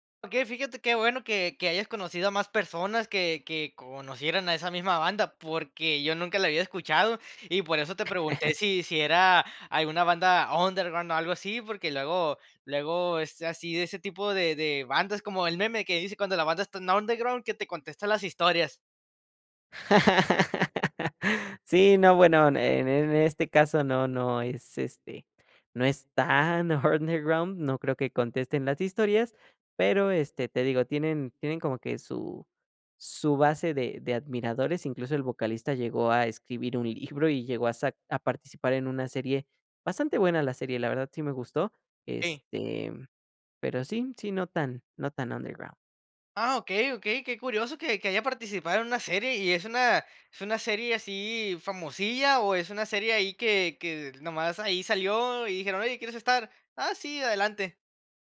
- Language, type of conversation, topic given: Spanish, podcast, ¿Qué canción sientes que te definió durante tu adolescencia?
- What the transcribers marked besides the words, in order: chuckle; laugh; unintelligible speech